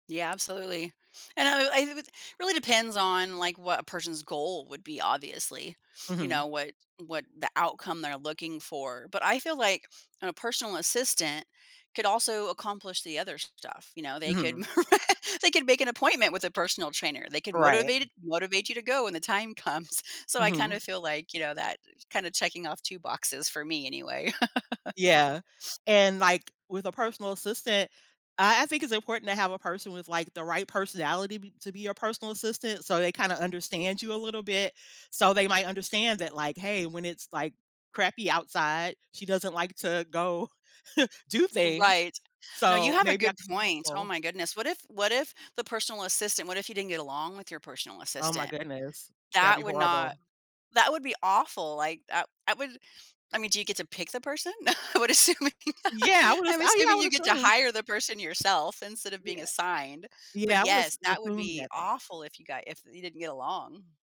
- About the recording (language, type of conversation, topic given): English, unstructured, How do you decide which type of support—organizational or physical—would benefit your life more?
- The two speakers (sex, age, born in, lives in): female, 45-49, United States, United States; female, 50-54, United States, United States
- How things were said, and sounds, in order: tapping; unintelligible speech; other background noise; chuckle; laugh; chuckle; laughing while speaking: "I would assuming"; laugh